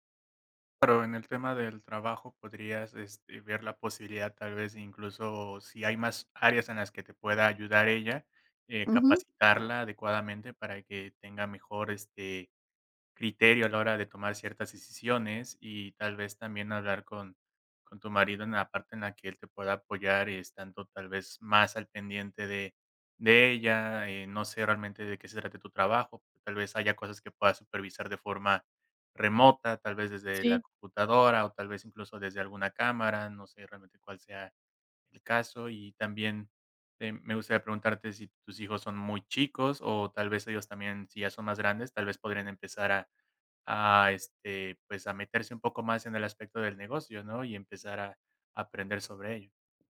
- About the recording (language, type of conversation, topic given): Spanish, advice, ¿Cómo puedo manejar sentirme abrumado por muchas responsabilidades y no saber por dónde empezar?
- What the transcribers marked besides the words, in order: none